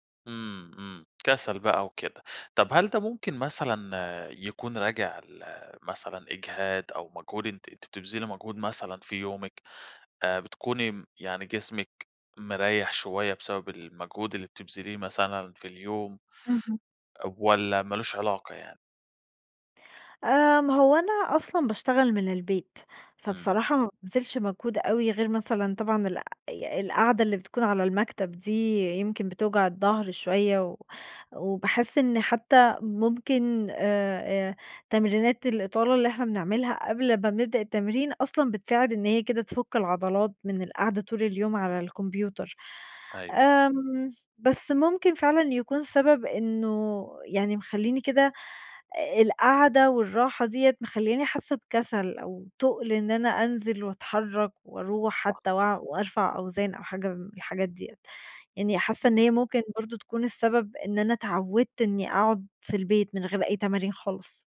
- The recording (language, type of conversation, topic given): Arabic, advice, إزاي أتعامل مع إحساس الذنب بعد ما فوّت تدريبات كتير؟
- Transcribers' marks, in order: none